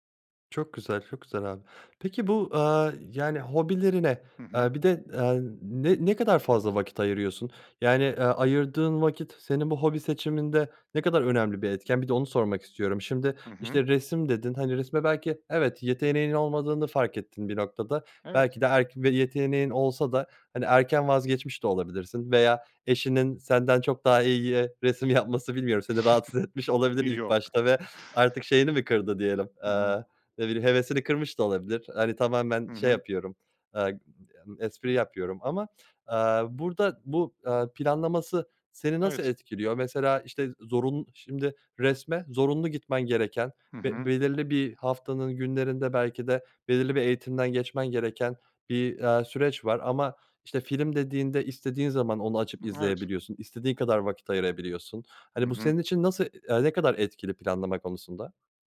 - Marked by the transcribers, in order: giggle; laughing while speaking: "seni rahatsız etmiş olabilir ilk başta"
- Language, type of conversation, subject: Turkish, podcast, Yeni bir hobiye zaman ayırmayı nasıl planlarsın?